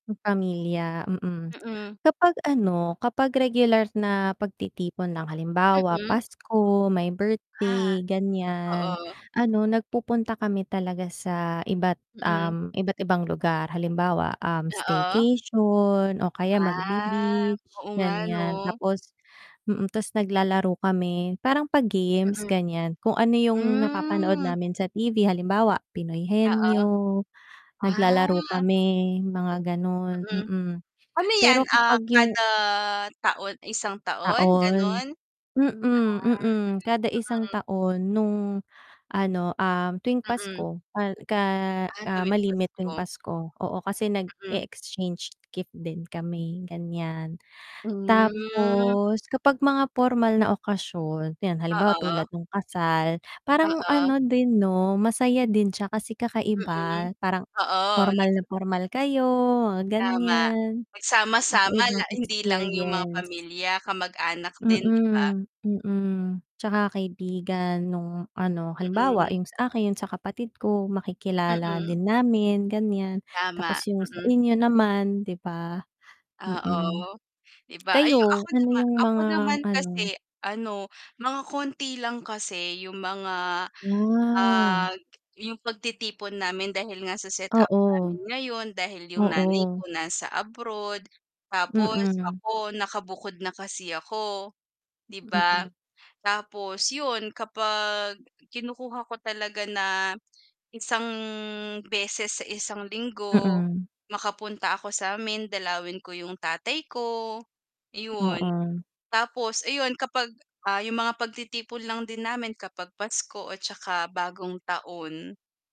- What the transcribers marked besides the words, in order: tapping; static; distorted speech; drawn out: "Ah"; drawn out: "Hmm"; drawn out: "Ah"; tongue click; drawn out: "Ah"; drawn out: "Hmm"; tongue click; drawn out: "Ah"; other background noise
- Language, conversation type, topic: Filipino, unstructured, Ano ang pinakamasayang alaala mo sa pagtitipon ng pamilya?